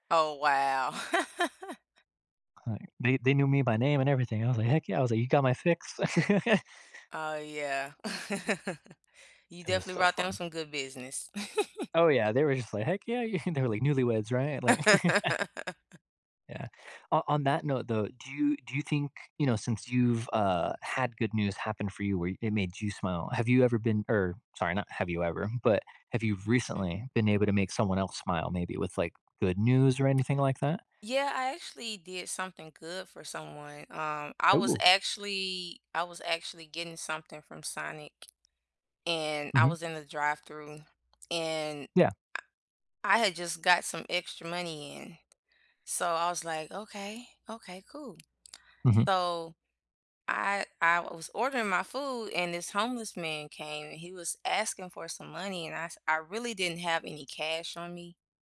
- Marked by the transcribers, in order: laugh; laugh; tapping; laugh; laugh; laughing while speaking: "You"; laugh
- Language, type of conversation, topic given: English, unstructured, What good news have you heard lately that made you smile?